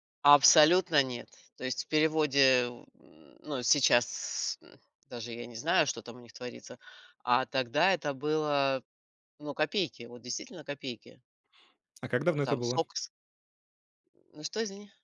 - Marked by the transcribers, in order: tapping
- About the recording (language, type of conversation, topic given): Russian, podcast, Какая уличная еда была самой вкусной из тех, что ты пробовал?